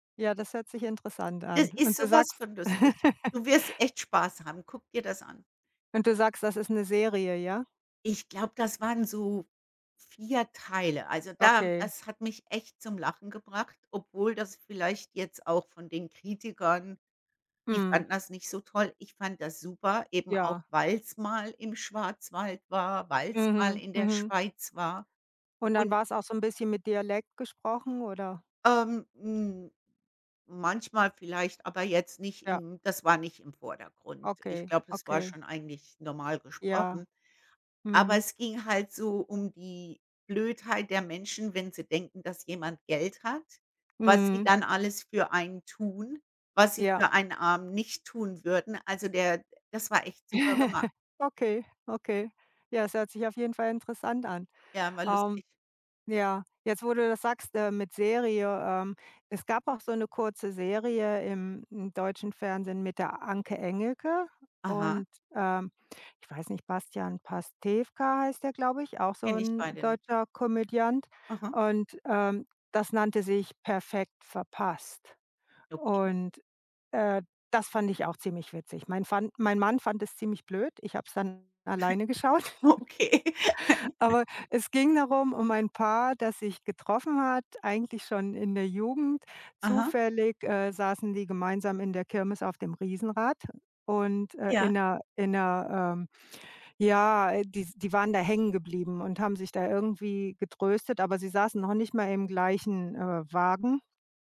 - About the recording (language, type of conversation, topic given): German, unstructured, Welcher Film hat dich zuletzt richtig zum Lachen gebracht?
- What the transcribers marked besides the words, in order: giggle; chuckle; chuckle; laughing while speaking: "Okay"